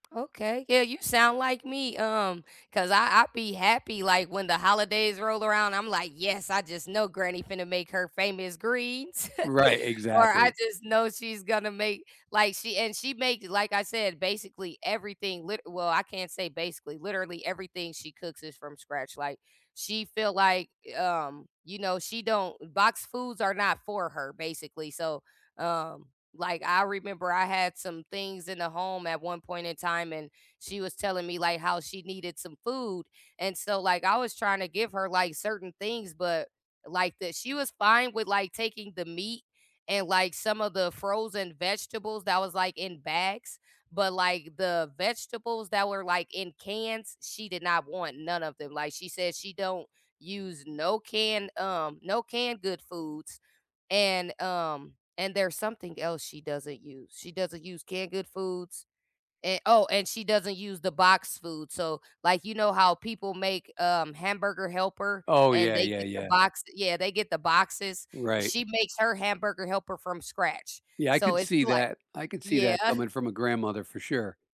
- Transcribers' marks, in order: other background noise; chuckle
- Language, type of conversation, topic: English, unstructured, Why do some dishes taste better the next day?
- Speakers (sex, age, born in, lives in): female, 35-39, United States, United States; male, 65-69, United States, United States